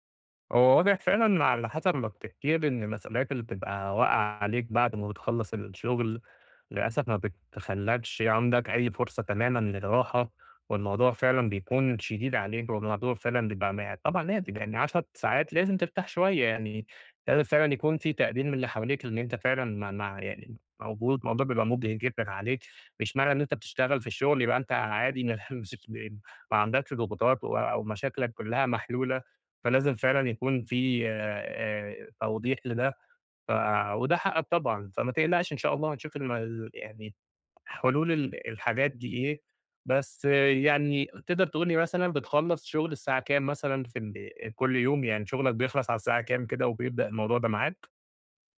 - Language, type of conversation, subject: Arabic, advice, ازاي أقدر أسترخى في البيت بعد يوم شغل طويل؟
- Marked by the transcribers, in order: unintelligible speech; unintelligible speech